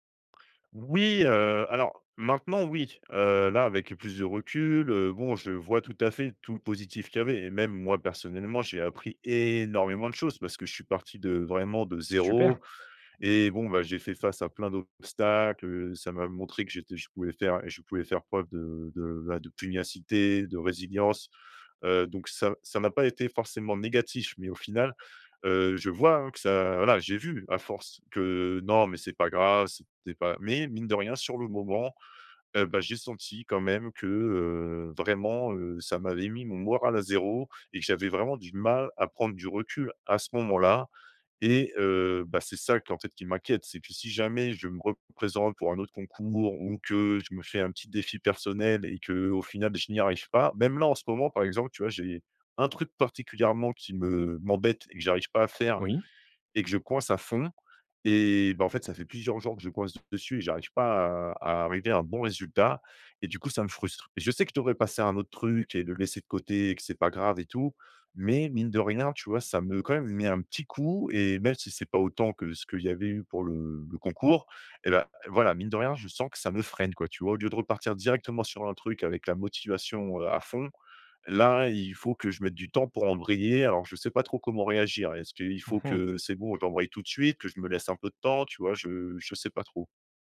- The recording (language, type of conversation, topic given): French, advice, Comment retrouver la motivation après un échec ou un revers ?
- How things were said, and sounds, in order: stressed: "Oui"; stressed: "énormément"; other background noise; stressed: "vu"; tapping; stressed: "freine"